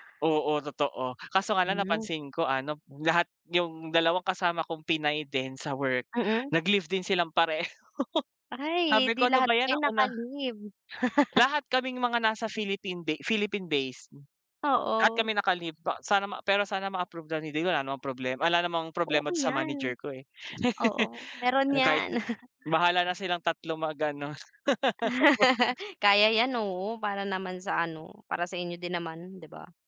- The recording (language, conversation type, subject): Filipino, unstructured, Ano ang pakiramdam mo tungkol sa mga taong nandaraya sa buwis para lang kumita?
- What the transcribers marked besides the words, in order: laugh; laugh; chuckle; laugh; laugh